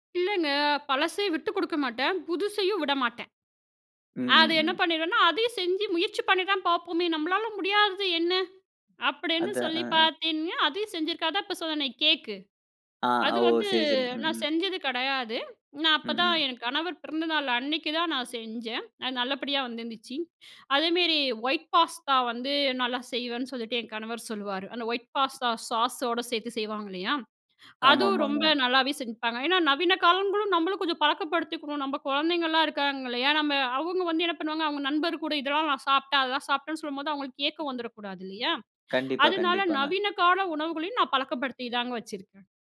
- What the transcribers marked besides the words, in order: "பாத்தீங்கன்னா" said as "பாத்தின்யா"; other noise; in English: "ஒயிட் பாஸ்தா"; in English: "ஒயிட் பாஸ்தா சாஸோட"
- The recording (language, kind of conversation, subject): Tamil, podcast, சமையல் செய்யும் போது உங்களுக்குத் தனி மகிழ்ச்சி ஏற்படுவதற்குக் காரணம் என்ன?